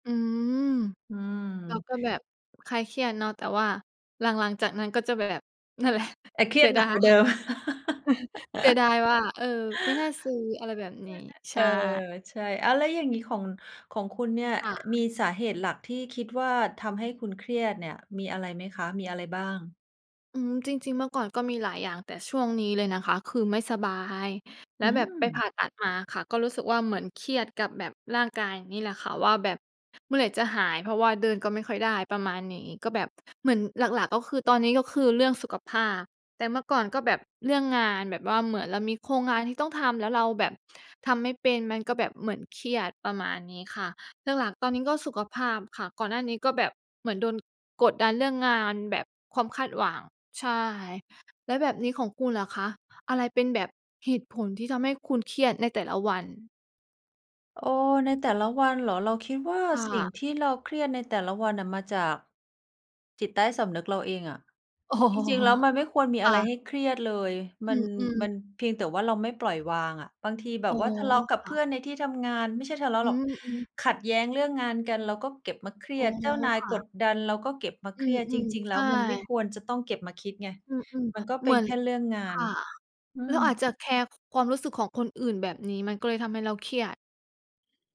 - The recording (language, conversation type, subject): Thai, unstructured, คุณจัดการกับความเครียดในชีวิตประจำวันอย่างไร?
- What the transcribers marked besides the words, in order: chuckle; laugh; unintelligible speech; tapping; laughing while speaking: "อ๋อ"